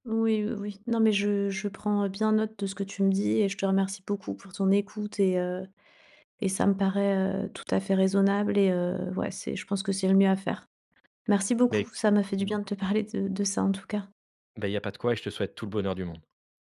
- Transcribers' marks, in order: none
- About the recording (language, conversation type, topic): French, advice, Faut-il avoir un enfant maintenant ou attendre ?